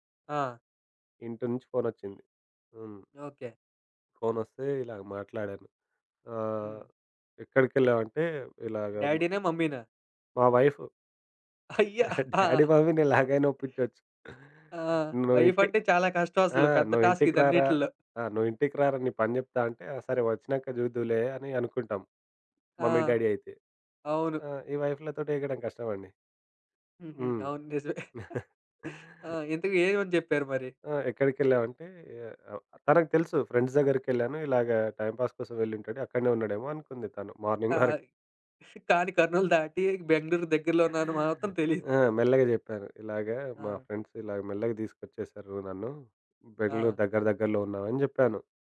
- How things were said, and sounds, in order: in English: "డాడీనా, మమ్మీనా?"; in English: "వైఫ్"; chuckle; laughing while speaking: "డాడీ, మమ్మీని"; other background noise; in English: "టాస్క్"; in English: "మమ్మీ, డాడీ"; chuckle; in English: "ఫ్రెండ్స్"; in English: "టైమ్ పాస్"; in English: "మార్నింగ్"; in English: "ఫ్రెండ్స్"
- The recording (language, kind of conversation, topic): Telugu, podcast, మీ ప్రణాళిక విఫలమైన తర్వాత మీరు కొత్త మార్గాన్ని ఎలా ఎంచుకున్నారు?